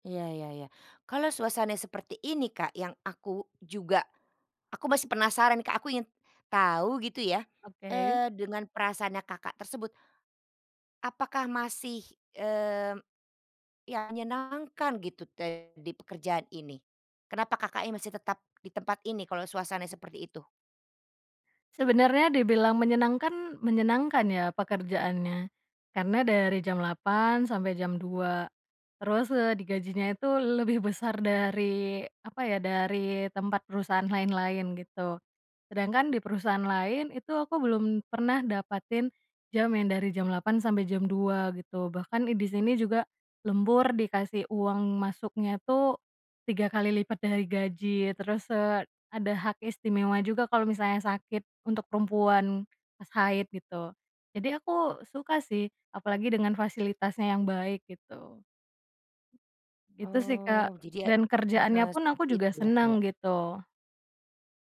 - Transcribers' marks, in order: tapping; other background noise
- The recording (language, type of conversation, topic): Indonesian, podcast, Bagaimana kamu menjelaskan batas antara pekerjaan dan identitas pribadimu?